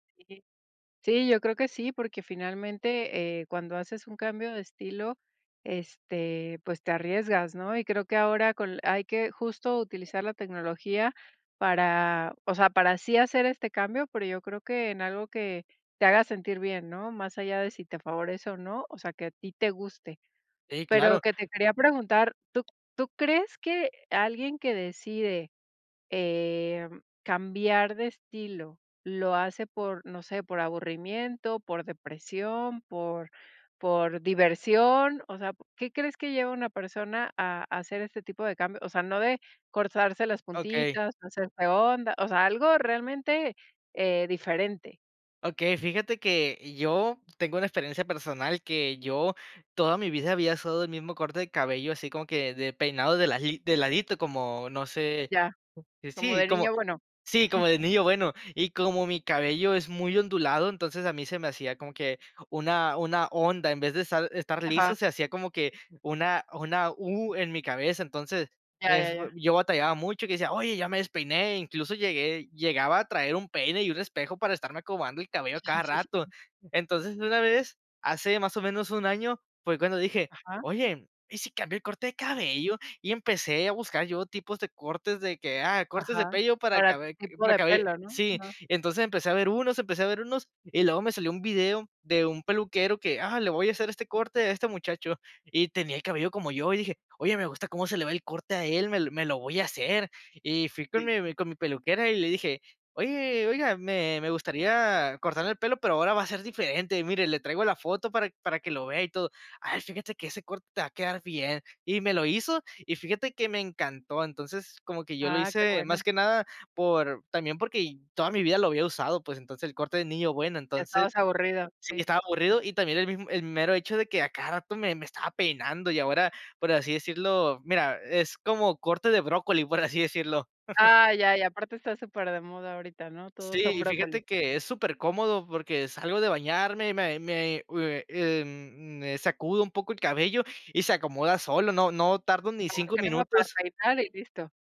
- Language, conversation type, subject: Spanish, podcast, ¿Qué consejo darías a alguien que quiere cambiar de estilo?
- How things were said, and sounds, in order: chuckle; other noise; laugh; unintelligible speech